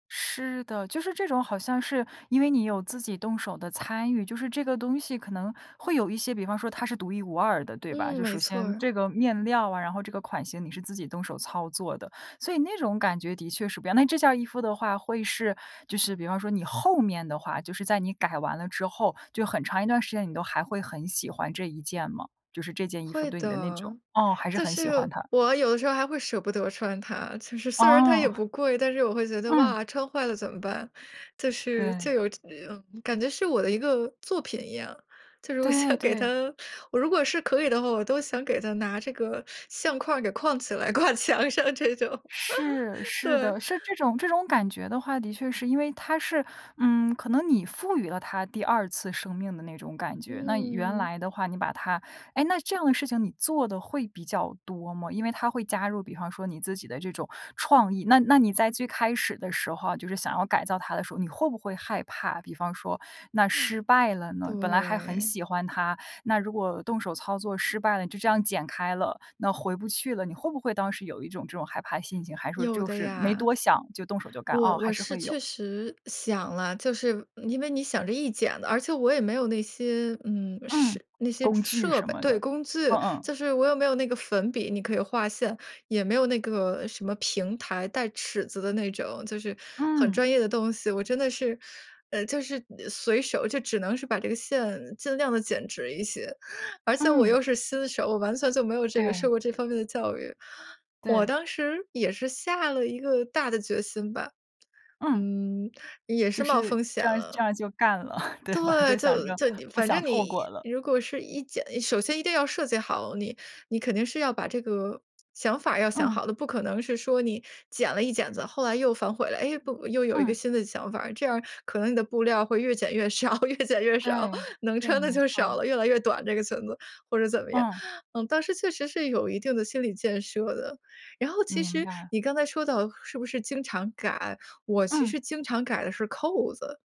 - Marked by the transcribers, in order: laughing while speaking: "我想"; laughing while speaking: "挂墙上这种"; chuckle; laughing while speaking: "对吧？"; laughing while speaking: "少 越减越少"
- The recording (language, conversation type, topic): Chinese, podcast, 你平时是怎么在穿搭中兼顾时尚感和舒适感的？